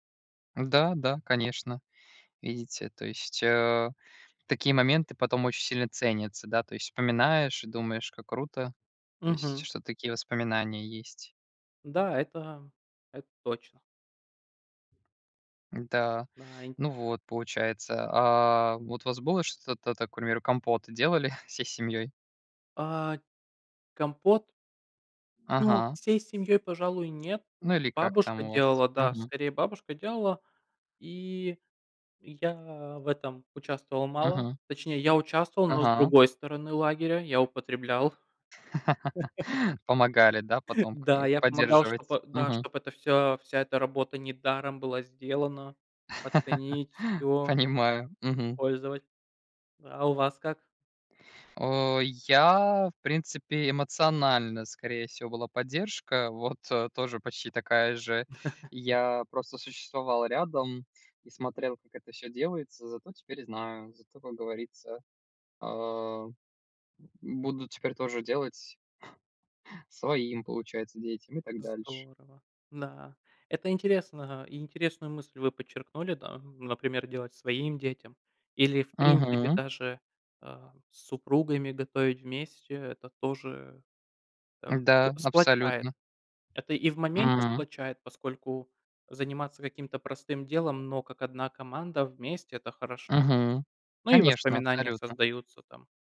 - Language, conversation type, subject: Russian, unstructured, Какой вкус напоминает тебе о детстве?
- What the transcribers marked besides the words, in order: tapping; chuckle; laugh; laugh; laughing while speaking: "вот"; chuckle; chuckle; other background noise